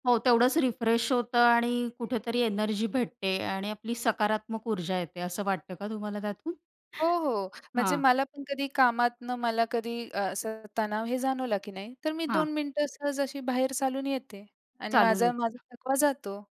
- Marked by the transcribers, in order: in English: "रिफ्रेश"
- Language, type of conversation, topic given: Marathi, podcast, कुटुंबीयांशी किंवा मित्रांशी बोलून तू तणाव कसा कमी करतोस?